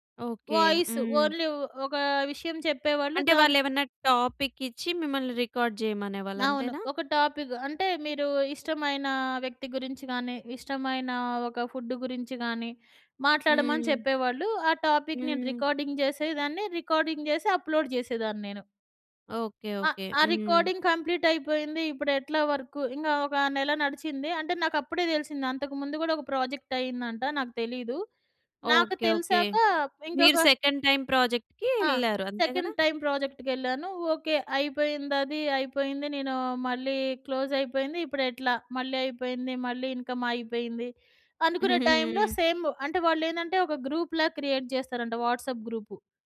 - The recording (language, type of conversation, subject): Telugu, podcast, మీరు తీసుకున్న రిస్క్ మీ జీవితంలో మంచి మార్పుకు దారితీసిందా?
- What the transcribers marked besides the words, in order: other background noise; in English: "టాపిక్"; in English: "రికార్డ్"; in English: "టాపిక్"; in English: "రికార్డింగ్"; in English: "రికార్డింగ్"; in English: "అప్‌లోడ్"; in English: "రికార్డింగ్ కంప్లీట్"; in English: "ప్రాజెక్ట్"; in English: "సెకండ్ టైమ్ ప్రాజెక్ట్‌కి"; in English: "సెకండ్ టైమ్"; in English: "ఇన్‌కమ్"; in English: "సేమ్"; giggle; in English: "గ్రూప్"; in English: "క్రియేట్"; in English: "వాట్సాప్"